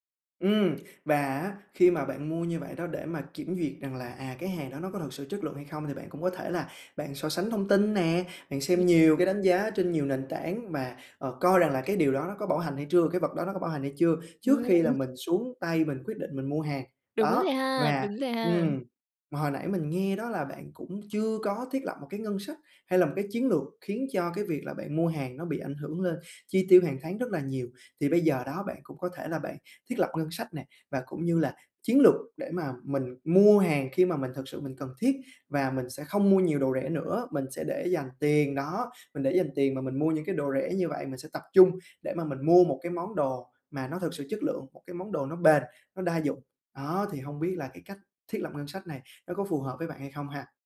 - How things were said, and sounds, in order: unintelligible speech; tapping
- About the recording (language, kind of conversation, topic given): Vietnamese, advice, Làm thế nào để ưu tiên chất lượng hơn số lượng khi mua sắm?